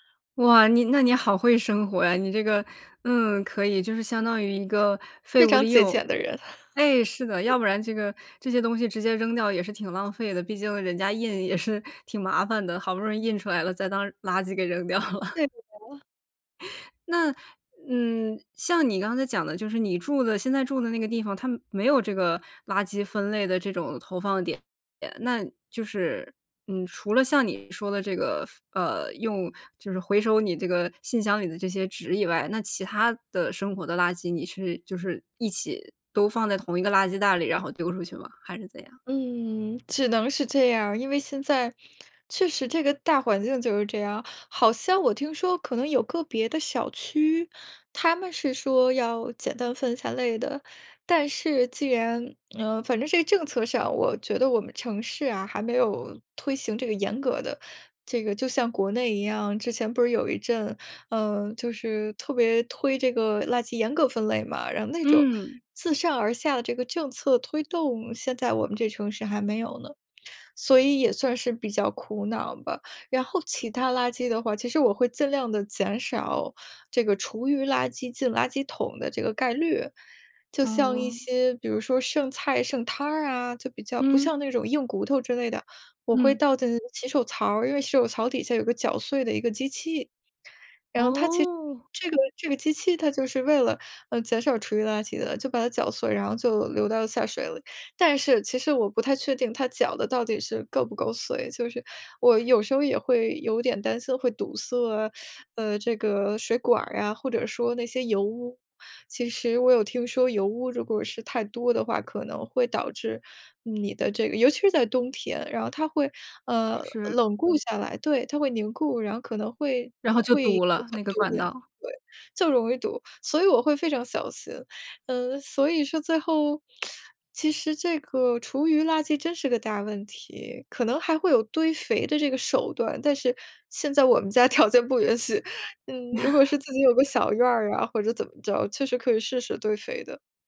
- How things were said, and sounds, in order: other noise; chuckle; laughing while speaking: "也是"; laughing while speaking: "扔掉了"; laugh; teeth sucking; lip smack; laughing while speaking: "条件不允许"; laugh
- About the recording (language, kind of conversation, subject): Chinese, podcast, 垃圾分类给你的日常生活带来了哪些变化？